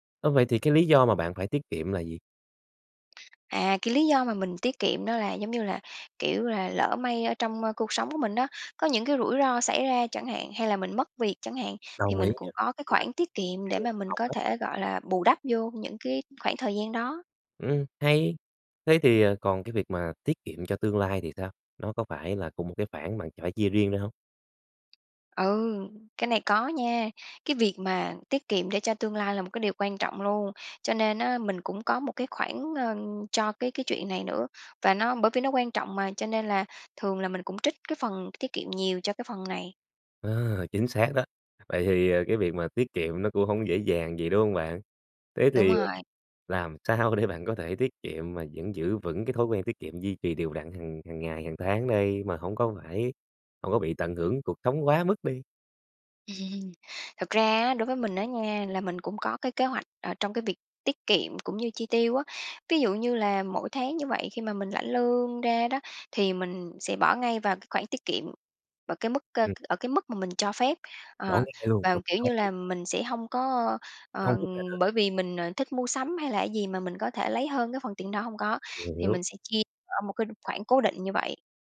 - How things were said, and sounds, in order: tapping; laughing while speaking: "sao để"; laugh; unintelligible speech
- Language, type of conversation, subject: Vietnamese, podcast, Bạn cân bằng giữa tiết kiệm và tận hưởng cuộc sống thế nào?